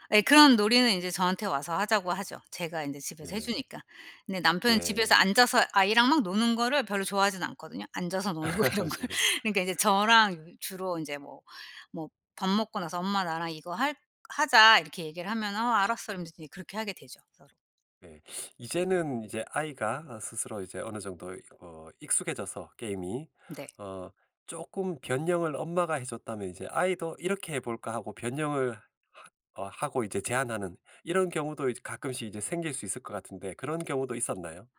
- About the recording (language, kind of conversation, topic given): Korean, podcast, 집에서 간단히 할 수 있는 놀이가 뭐가 있을까요?
- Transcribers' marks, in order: laugh; laughing while speaking: "거 이런 걸"; teeth sucking; tapping; other background noise